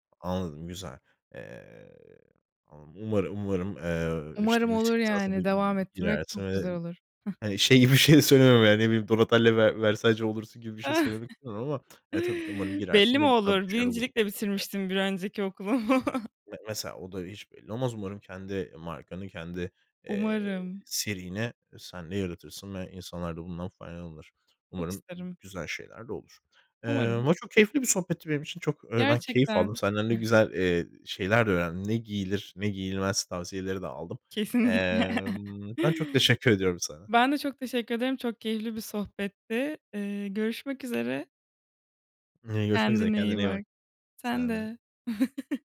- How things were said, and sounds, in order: laughing while speaking: "şey gibi bir şey söylemem … söylemek istemiyorum ama"; chuckle; other background noise; unintelligible speech; unintelligible speech; laughing while speaking: "okulumu"; unintelligible speech; tapping; laughing while speaking: "Kesinlikle"; chuckle
- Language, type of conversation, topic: Turkish, podcast, Kıyafetlerinin bir hikâyesi var mı, paylaşır mısın?